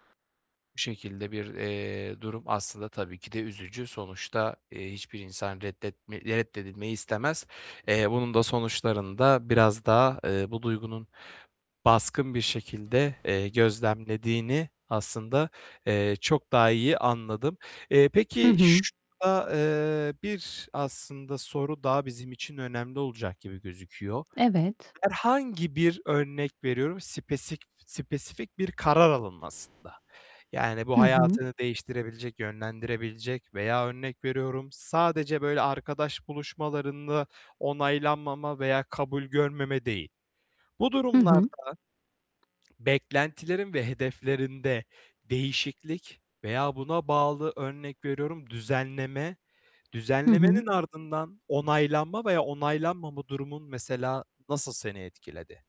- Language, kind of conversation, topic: Turkish, advice, Reddedilmeyi kişisel bir başarısızlık olarak görmeyi bırakmak için nereden başlayabilirim?
- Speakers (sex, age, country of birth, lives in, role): female, 40-44, Turkey, United States, user; male, 25-29, Turkey, Bulgaria, advisor
- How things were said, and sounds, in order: other background noise; distorted speech